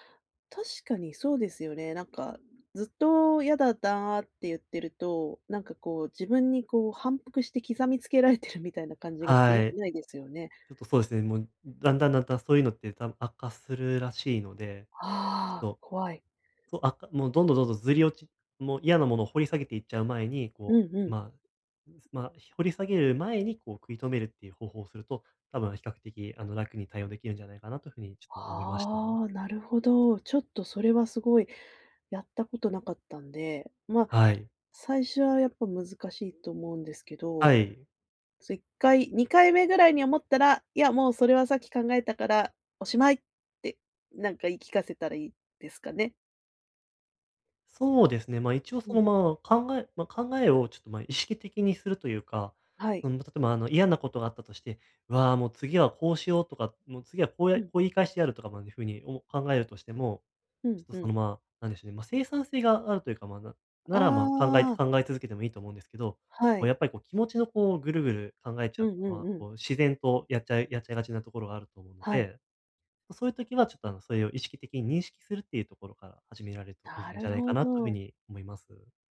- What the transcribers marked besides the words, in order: stressed: "前に"
- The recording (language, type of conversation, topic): Japanese, advice, 感情が激しく揺れるとき、どうすれば受け入れて落ち着き、うまくコントロールできますか？